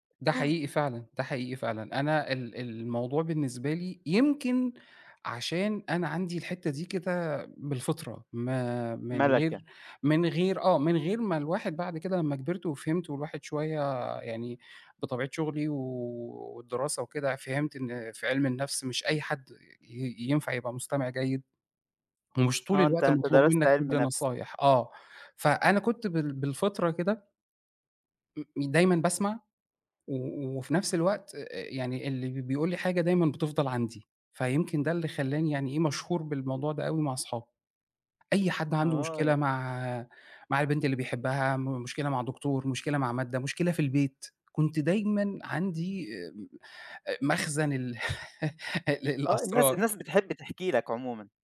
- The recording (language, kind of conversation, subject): Arabic, podcast, إزاي تقدر توازن بين إنك تسمع كويس وإنك تدي نصيحة من غير ما تفرضها؟
- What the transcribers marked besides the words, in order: unintelligible speech; laughing while speaking: "ال للأسرار"